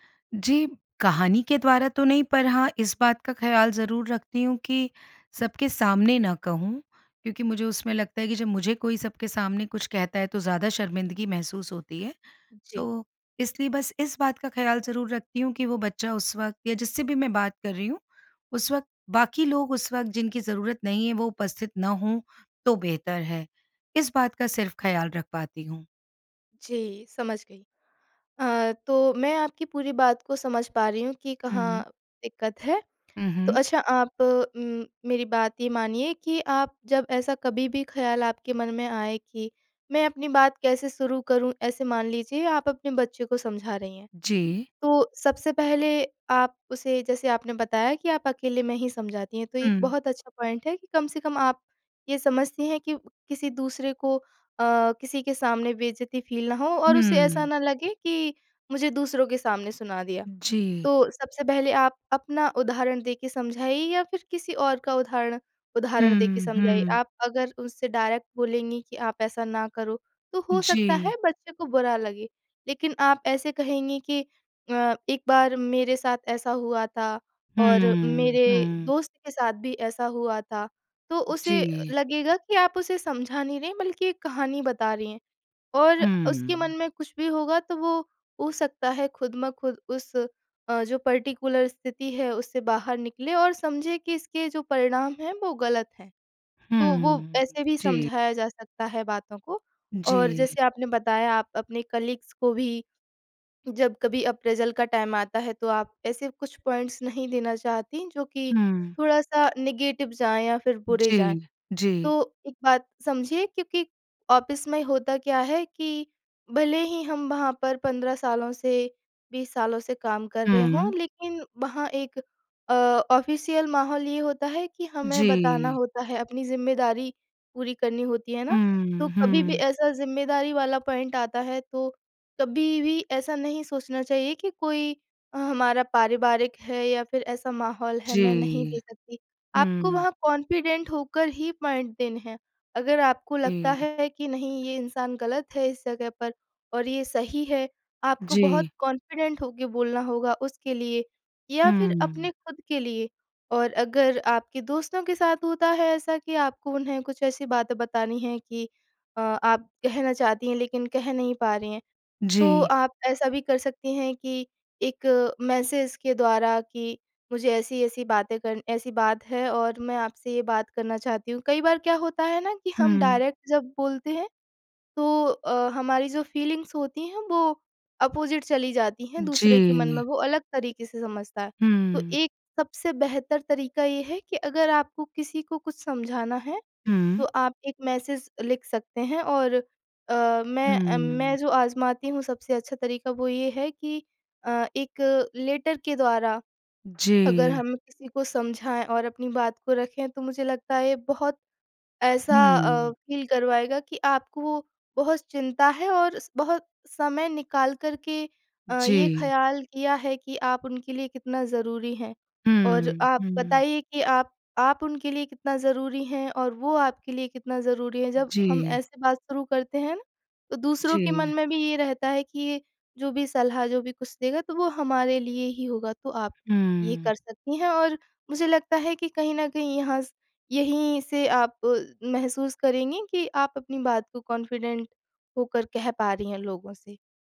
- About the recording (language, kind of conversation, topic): Hindi, advice, नाज़ुक बात कैसे कहूँ कि सामने वाले का दिल न दुखे?
- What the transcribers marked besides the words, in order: in English: "पॉइंट"; in English: "फ़ील"; in English: "डायरेक्ट"; in English: "पर्टिकुलर"; in English: "कलीग्स"; in English: "अप्रेज़ल"; in English: "टाइम"; in English: "पॉइंट्स"; in English: "नेगेटिव"; in English: "ऑफ़िस"; in English: "ऑफ़िशियल"; in English: "पॉइंट"; in English: "कॉन्फिडेंट"; in English: "पॉइंट"; tapping; in English: "कॉन्फिडेंट"; in English: "मैसेज़"; in English: "डायरेक्ट"; in English: "फ़ीलिंग्स"; in English: "अपोजिट"; in English: "मैसेज़"; in English: "लेटर"; in English: "फ़ील"; in English: "कॉन्फिडेंट"